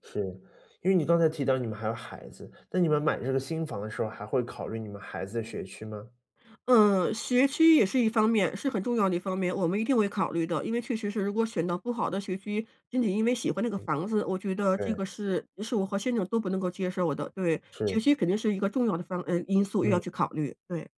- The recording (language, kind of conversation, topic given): Chinese, advice, 怎样在省钱的同时保持生活质量？
- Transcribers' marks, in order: none